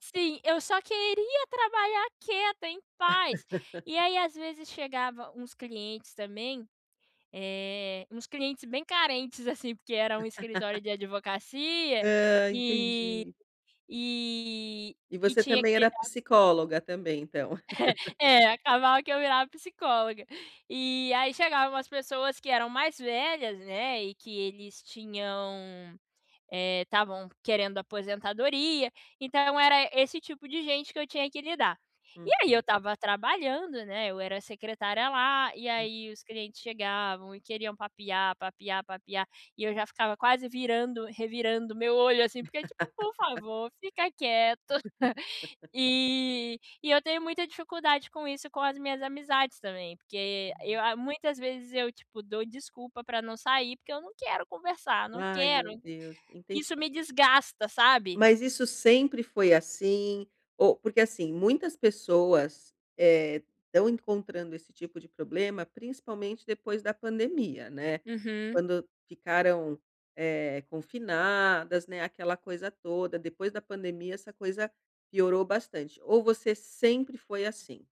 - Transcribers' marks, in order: laugh; laugh; laugh; other noise; laugh; laugh; chuckle
- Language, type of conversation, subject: Portuguese, advice, Como posso lidar com o cansaço social e a sobrecarga em festas e encontros?